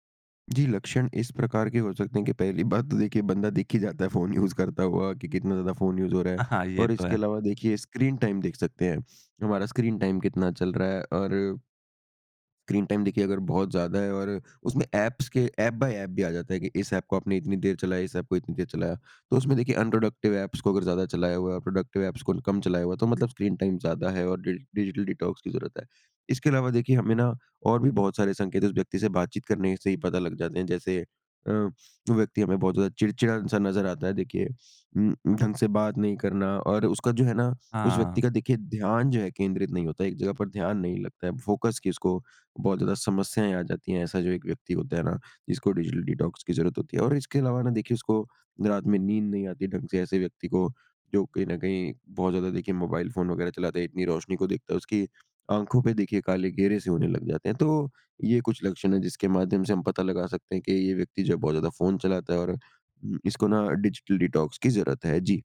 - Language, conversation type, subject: Hindi, podcast, डिजिटल डिटॉक्स करने का आपका तरीका क्या है?
- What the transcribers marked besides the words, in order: in English: "यूज़"; in English: "यूज़"; in English: "स्क्रीन टाइम"; in English: "स्क्रीन टाइम"; in English: "टाइम"; in English: "ऐप्स"; in English: "ऐप बाय"; in English: "ऐप"; in English: "ऐप"; in English: "अनप्रोडक्टिव ऐप्स"; in English: "प्रोडक्टिव ऐप्स"; in English: "स्क्रीन टाइम"; in English: "डि डिजिटल डिटॉक्स"; in English: "डिजिटल डिटॉक्स"; in English: "डिजिटल डिटॉक्स"